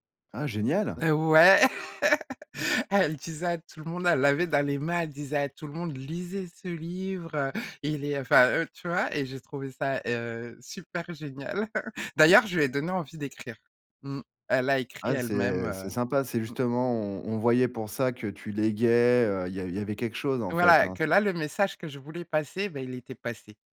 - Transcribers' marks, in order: laugh; chuckle; tapping
- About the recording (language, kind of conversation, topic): French, podcast, Peux-tu me parler d’un moment où tu as osé te montrer vulnérable en créant ?